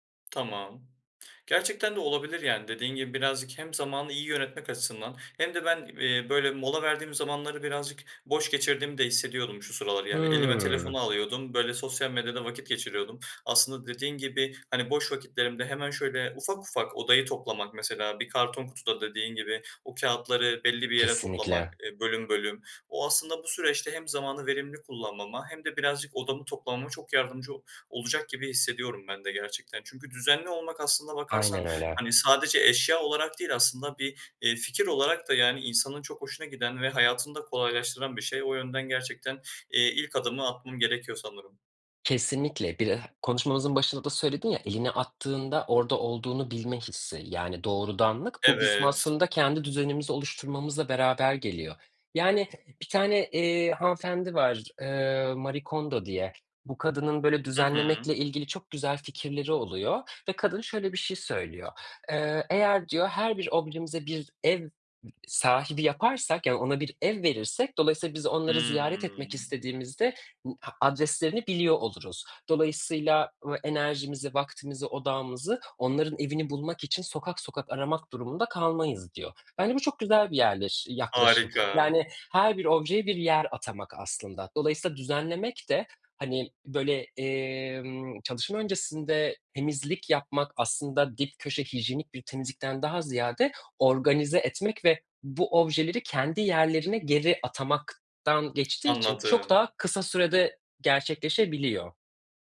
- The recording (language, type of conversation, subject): Turkish, advice, Çalışma alanının dağınıklığı dikkatini ne zaman ve nasıl dağıtıyor?
- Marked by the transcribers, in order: tapping; other background noise